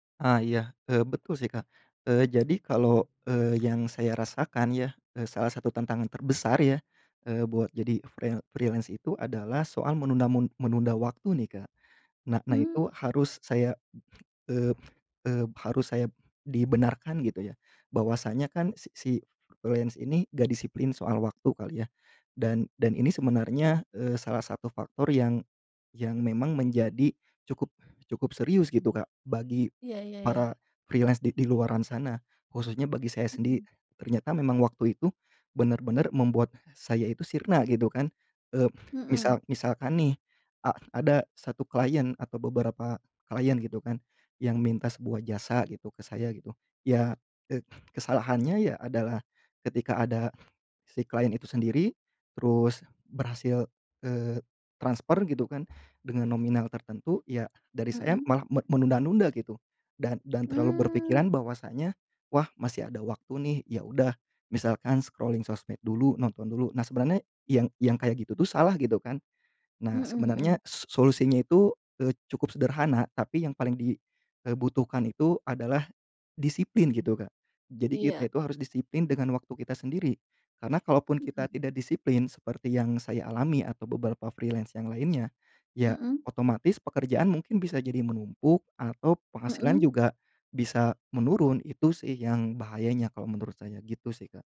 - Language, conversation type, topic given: Indonesian, podcast, Apa keputusan karier paling berani yang pernah kamu ambil?
- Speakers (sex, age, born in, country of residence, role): female, 30-34, Indonesia, Indonesia, host; male, 30-34, Indonesia, Indonesia, guest
- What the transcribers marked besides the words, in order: other background noise; in English: "freel freelance"; in English: "freelance"; in English: "freelance"; in English: "scrolling"; in English: "freelance"